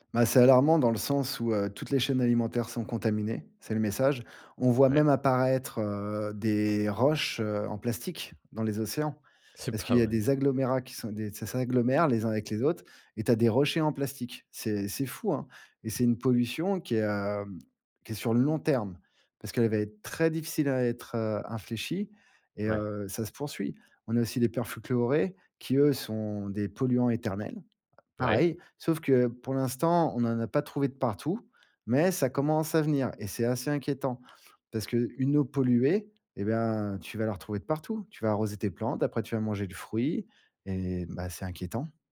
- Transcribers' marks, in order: "perfluorés" said as "perfuchluorés"
- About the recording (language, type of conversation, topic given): French, podcast, Peux-tu nous expliquer le cycle de l’eau en termes simples ?